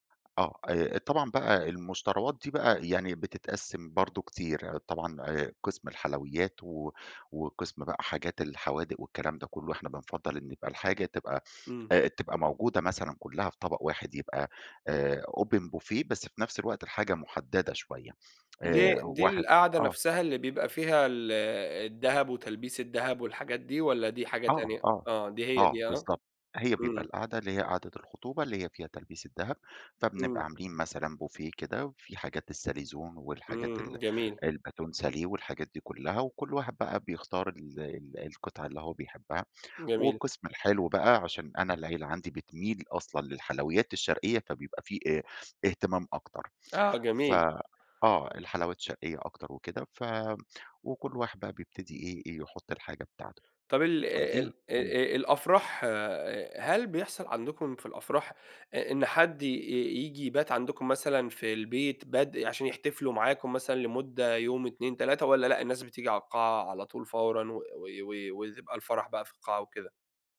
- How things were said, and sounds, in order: tapping; in English: "Open Buffet"; in English: "Buffet"; in French: "الsalaison"
- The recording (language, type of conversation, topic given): Arabic, podcast, إزاي بتحتفلوا بالمناسبات التقليدية عندكم؟